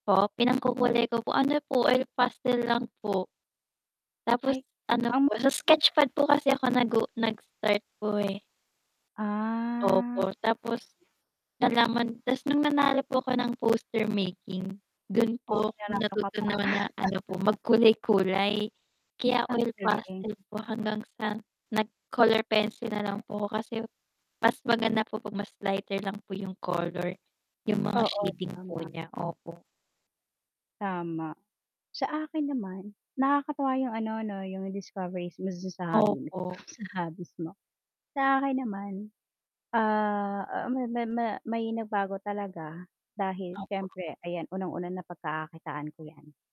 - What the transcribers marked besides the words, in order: distorted speech; static; chuckle
- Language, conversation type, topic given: Filipino, unstructured, Ano ang mga pinakanakagugulat na bagay na natuklasan mo sa iyong libangan?